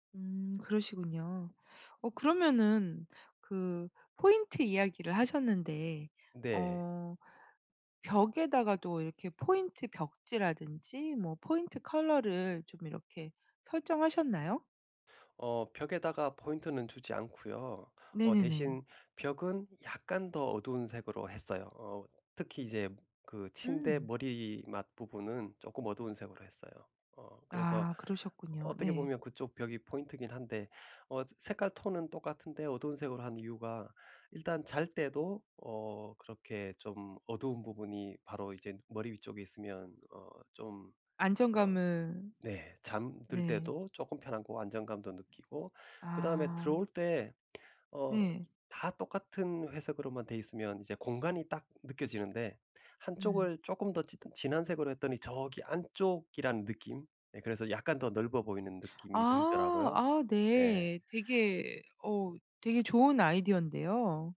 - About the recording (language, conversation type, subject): Korean, podcast, 작은 집이 더 넓어 보이게 하려면 무엇이 가장 중요할까요?
- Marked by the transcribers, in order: other background noise